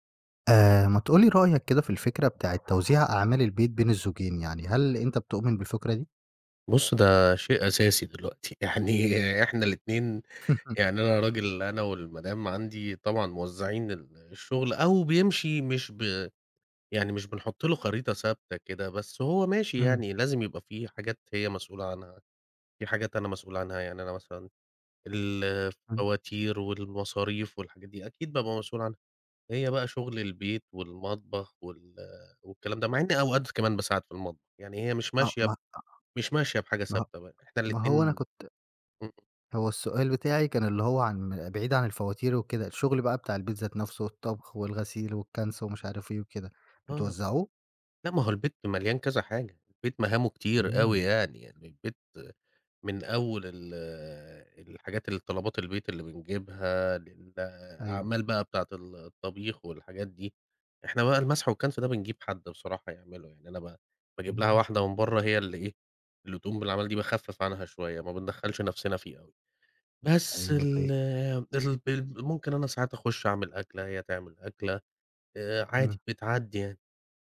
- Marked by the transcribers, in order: chuckle
- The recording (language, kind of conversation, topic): Arabic, podcast, إزاي شايفين أحسن طريقة لتقسيم شغل البيت بين الزوج والزوجة؟